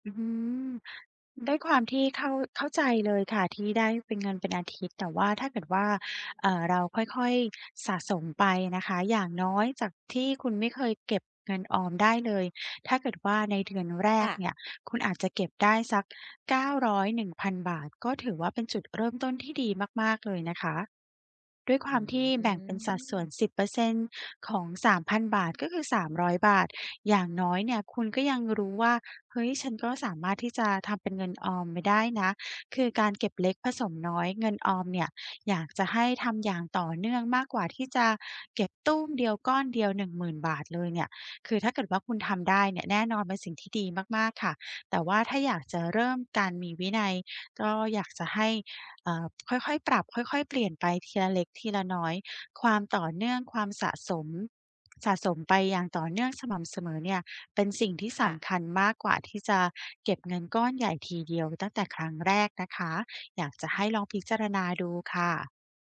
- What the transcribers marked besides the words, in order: tapping; drawn out: "อืม"; other background noise
- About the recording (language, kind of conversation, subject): Thai, advice, จะมีวิธีตัดค่าใช้จ่ายที่ไม่จำเป็นในงบรายเดือนอย่างไร?